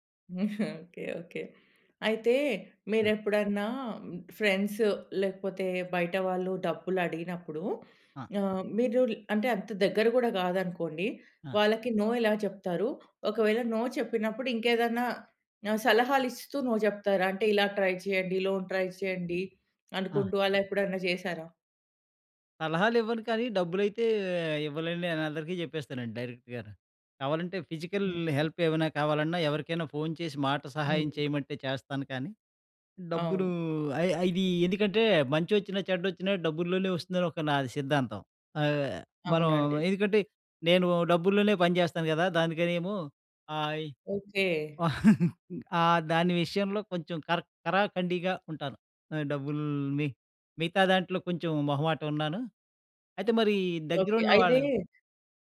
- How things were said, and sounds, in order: laughing while speaking: "ఓకె. ఓకె"; in English: "ఫ్రెండ్స్"; in English: "నో"; in English: "నో"; in English: "నో"; in English: "ట్రై"; in English: "లోన్ ట్రై"; in English: "ఫిజికల్ హెల్ప్"; chuckle
- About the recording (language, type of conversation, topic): Telugu, podcast, ఎలా సున్నితంగా ‘కాదు’ చెప్పాలి?